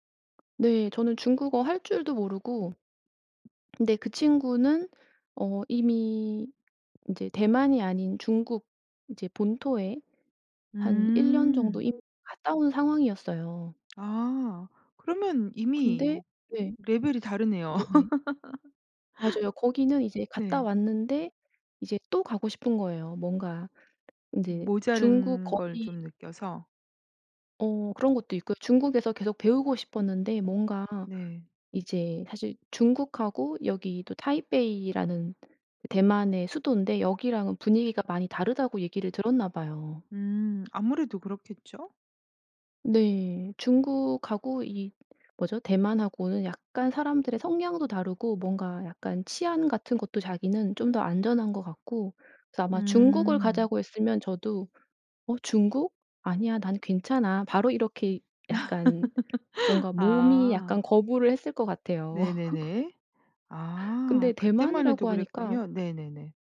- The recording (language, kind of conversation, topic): Korean, podcast, 직감이 삶을 바꾼 경험이 있으신가요?
- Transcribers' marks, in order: other background noise; laugh; laugh; laugh